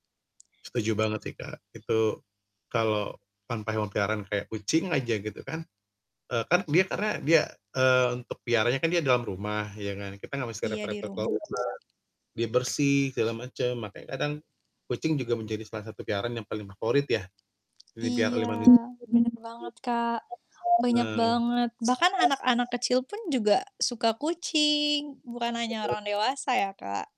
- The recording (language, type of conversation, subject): Indonesian, unstructured, Apa hal yang paling menyenangkan dari memelihara hewan?
- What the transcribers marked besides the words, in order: distorted speech; tapping; other background noise; background speech